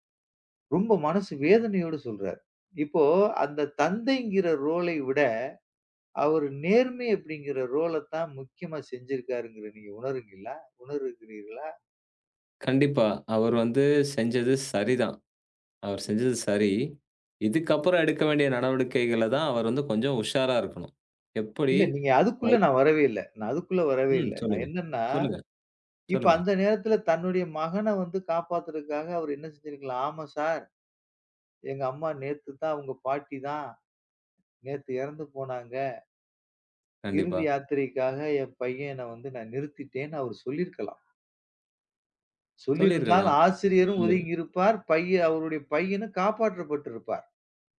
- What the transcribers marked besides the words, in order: in English: "ரோலை"; in English: "ரோலத்"; "உணருகிறீர்களா" said as "உணருங்கீளா"
- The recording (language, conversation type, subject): Tamil, podcast, நேர்மை நம்பிக்கையை உருவாக்குவதில் எவ்வளவு முக்கியம்?